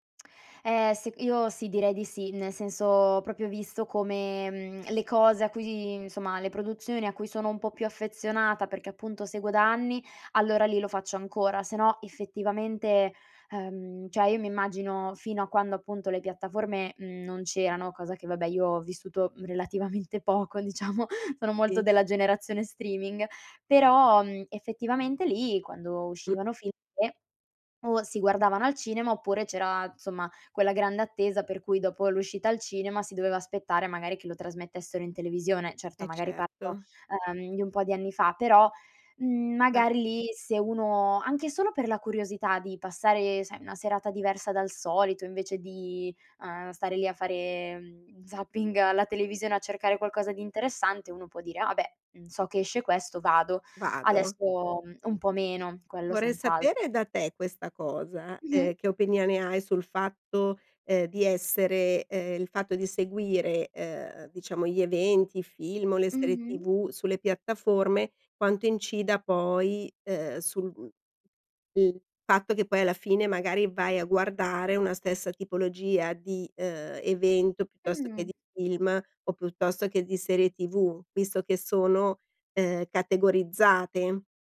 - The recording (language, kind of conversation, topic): Italian, podcast, Che effetto ha lo streaming sul modo in cui consumiamo l’intrattenimento?
- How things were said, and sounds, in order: tsk; "proprio" said as "propio"; "cioè" said as "ceh"; laughing while speaking: "relativamente poco diciamo"; unintelligible speech; "insomma" said as "nzomma"; laughing while speaking: "zapping"; tapping